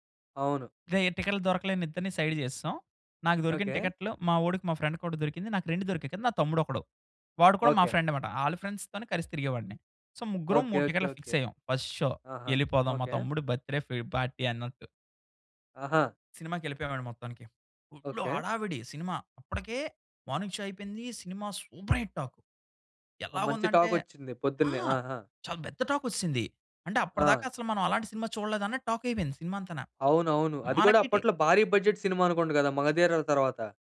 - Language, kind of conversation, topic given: Telugu, podcast, ఒక సినిమా మీ దృష్టిని ఎలా మార్చిందో చెప్పగలరా?
- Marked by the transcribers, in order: in English: "సైడ్"; in English: "ఫ్రెండ్"; in English: "ఫ్రెండ్స్‌తోనే"; in English: "సో"; in English: "ఫిక్స్"; in English: "ఫస్ట్ షో"; in English: "బర్త్‌డే ఫ్రీ పార్టీ"; in English: "మార్నింగ్ షో"; in English: "సూపర్ హిట్ టాక్"; in English: "టాక్"; in English: "బడ్జెట్"